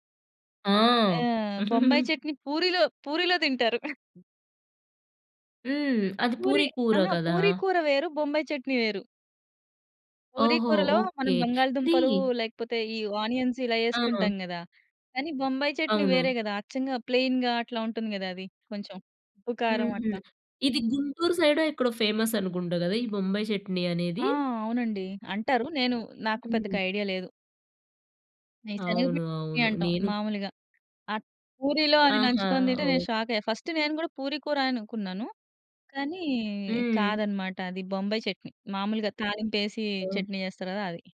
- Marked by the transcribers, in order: giggle; chuckle; in English: "ఆనియన్స్"; in English: "ప్లెయిన్‌గా"; in English: "ఫేమస్"; in English: "ఐడియా"; in English: "షాక్"; in English: "ఫస్ట్"; in English: "చట్నీ"
- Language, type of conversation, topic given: Telugu, podcast, పొసగని రుచి కలయికల్లో మీకు అత్యంత నచ్చిన ఉదాహరణ ఏది?